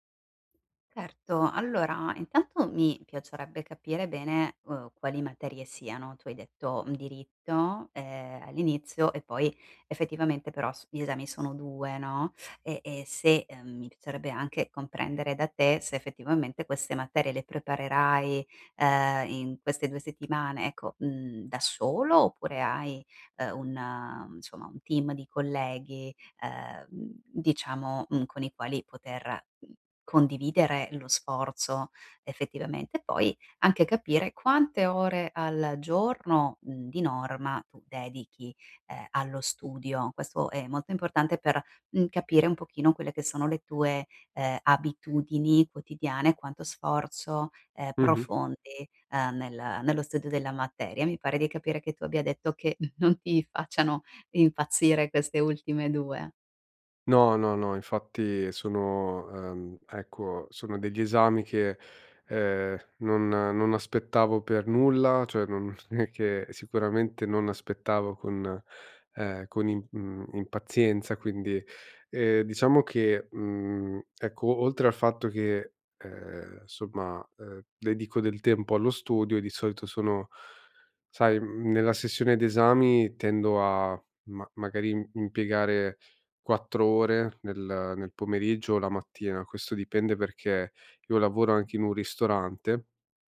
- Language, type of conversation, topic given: Italian, advice, Perché faccio fatica a iniziare compiti lunghi e complessi?
- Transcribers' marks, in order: other background noise; "insomma" said as "nsomma"; laughing while speaking: "non ti facciano"; laughing while speaking: "è che"; "insomma" said as "nsomma"